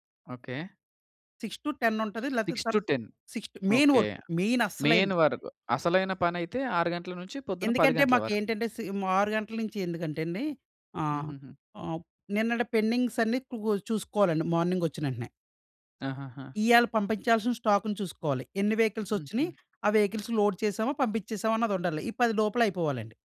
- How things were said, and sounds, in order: other background noise; in English: "సిక్స్ టు టెన్"; in English: "సిక్స్ టు టెన్"; in English: "సిక్స్ టు మెయిన్ వర్క్ మెయిన్"; in English: "మెయిన్"; "వరకు" said as "వరగు"; in English: "సేమ్"; in English: "పెండింగ్స్"; in English: "మార్నింగ్"; in English: "వెహికల్స్"; in English: "వెహికల్స్ లోడ్"
- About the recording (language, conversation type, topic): Telugu, podcast, ఇంటినుంచి పని చేస్తున్నప్పుడు మీరు దృష్టి నిలబెట్టుకోవడానికి ఏ పద్ధతులు పాటిస్తారు?